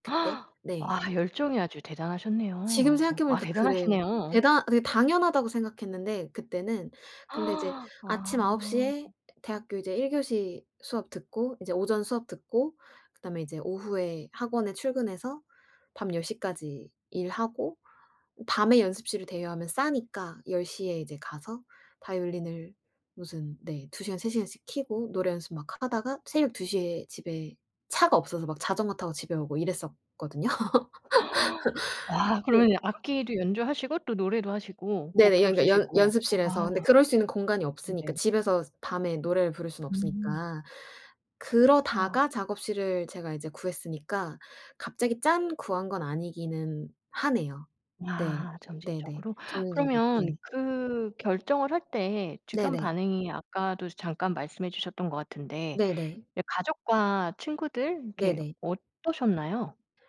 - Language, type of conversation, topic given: Korean, podcast, 지금 하시는 일을 시작하게 된 계기는 무엇인가요?
- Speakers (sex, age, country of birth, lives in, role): female, 25-29, South Korea, United States, guest; female, 45-49, South Korea, France, host
- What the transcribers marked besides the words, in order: gasp; gasp; gasp; laugh